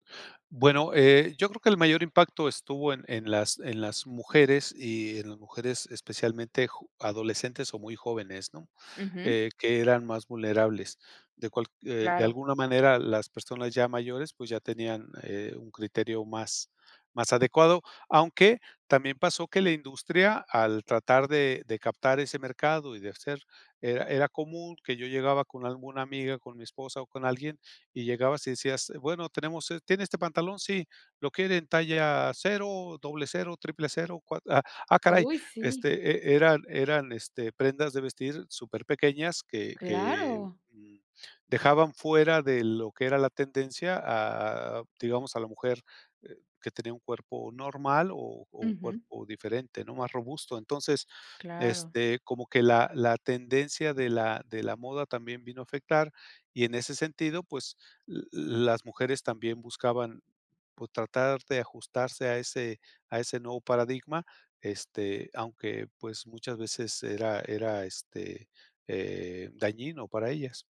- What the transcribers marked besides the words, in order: none
- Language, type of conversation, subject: Spanish, podcast, ¿Cómo afecta la publicidad a la imagen corporal en los medios?